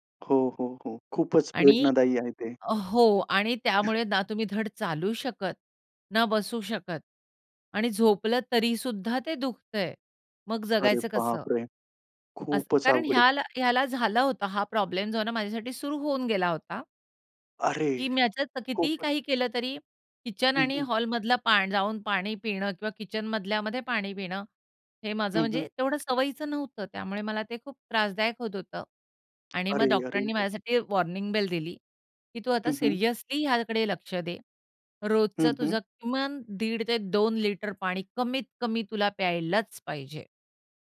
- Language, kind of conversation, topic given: Marathi, podcast, पुरेसे पाणी पिण्याची आठवण कशी ठेवता?
- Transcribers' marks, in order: other background noise; surprised: "अरे!"; tapping